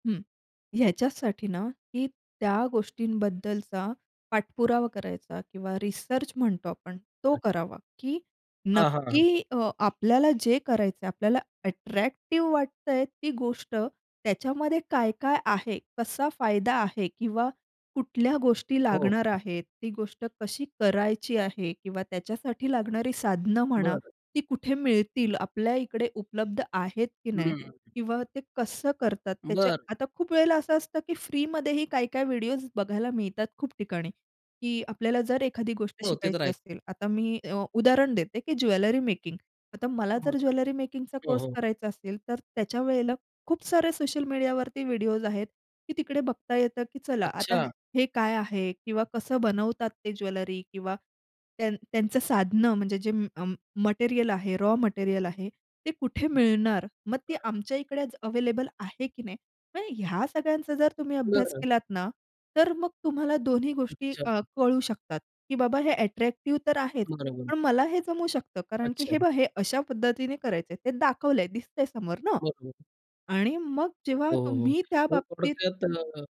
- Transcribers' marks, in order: tapping; unintelligible speech; other background noise; in English: "ज्वेलरी मेकिंग"; in English: "ज्वेलरी मेकिंगचा"; in English: "ज्वेलरी"; in English: "रॉ"
- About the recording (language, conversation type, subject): Marathi, podcast, घरबसल्या नवीन कौशल्य शिकण्यासाठी तुम्ही कोणते उपाय सुचवाल?